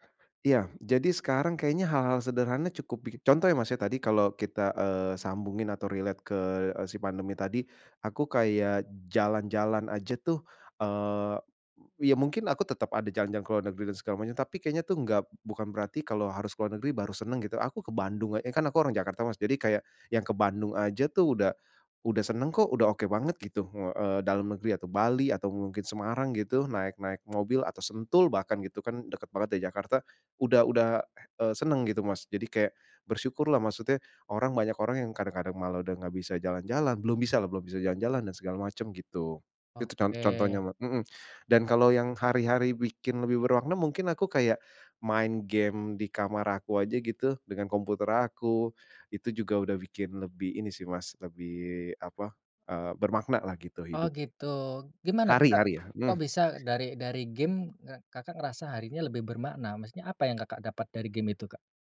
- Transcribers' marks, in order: in English: "relate"; other background noise
- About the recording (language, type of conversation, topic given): Indonesian, podcast, Kegiatan sederhana apa yang membuat harimu lebih bermakna?